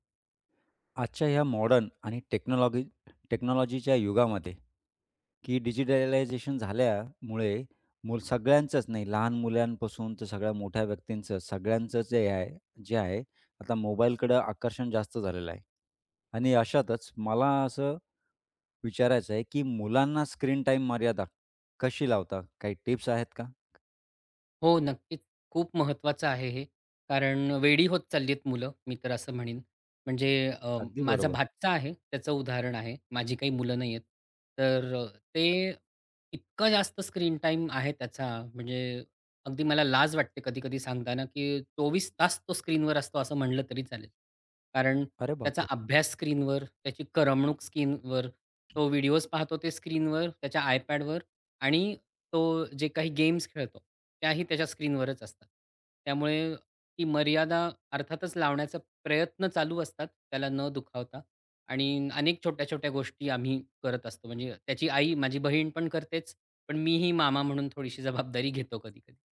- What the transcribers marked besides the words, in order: in English: "टेक्नॉलॉजीच्या"; tapping; other background noise; laughing while speaking: "थोडीशी"
- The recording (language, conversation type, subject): Marathi, podcast, मुलांसाठी स्क्रीनसमोरचा वेळ मर्यादित ठेवण्यासाठी तुम्ही कोणते नियम ठरवता आणि कोणत्या सोप्या टिप्स उपयोगी पडतात?